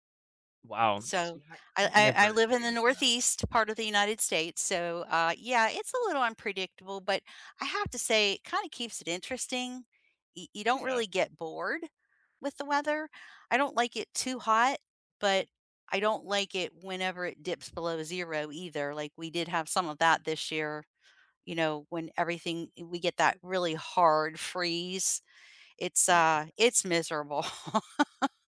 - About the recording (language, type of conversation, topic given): English, unstructured, Where do you go in nature to unwind, and what makes those places special for you?
- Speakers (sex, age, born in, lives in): female, 60-64, United States, United States; male, 20-24, United States, United States
- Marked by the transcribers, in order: laugh